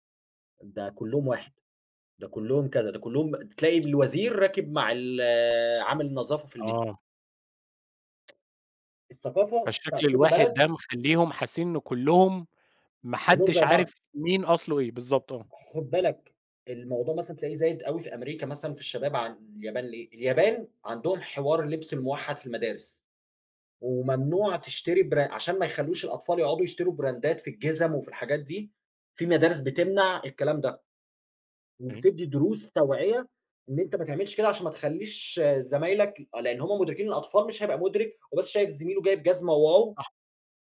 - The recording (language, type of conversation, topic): Arabic, podcast, إيه أسهل طريقة تبطّل تقارن نفسك بالناس؟
- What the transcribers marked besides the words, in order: tapping; in English: "براندات"; unintelligible speech